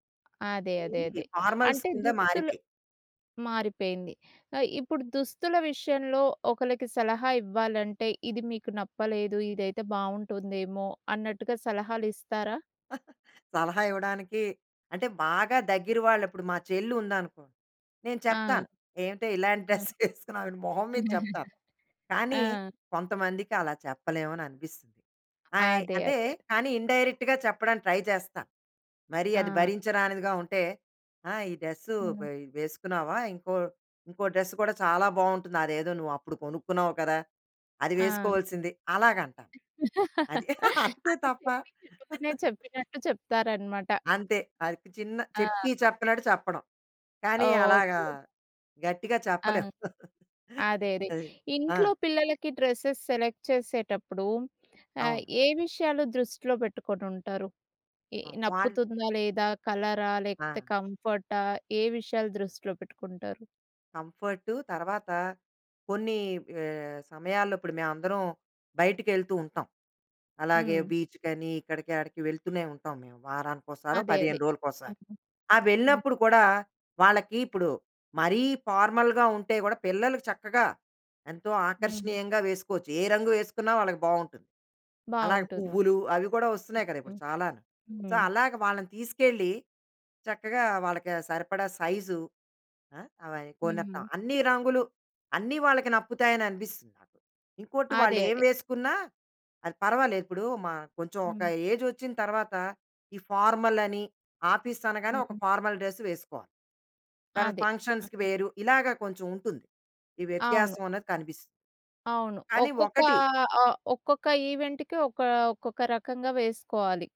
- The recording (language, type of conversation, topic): Telugu, podcast, మీ దుస్తులు మీ వ్యక్తిత్వాన్ని ఎలా ప్రతిబింబిస్తాయి?
- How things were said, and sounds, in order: other background noise; in English: "ఫార్మల్స్"; chuckle; chuckle; in English: "డ్రెస్"; giggle; other noise; in English: "ఇండైరెక్ట్‌గా"; in English: "ట్రై"; tapping; laugh; laughing while speaking: "అంతే తప్ప"; in English: "డ్రెస్సెస్ సెలెక్ట్"; giggle; in English: "ఫార్మల్‌గా"; in English: "సో"; in English: "ఏజ్"; in English: "ఫార్మల్"; in English: "ఆఫీస్"; in English: "ఫార్మల్"; in English: "ఫంక్షన్స్‌కి"; in English: "ఈవెంట్‌కి"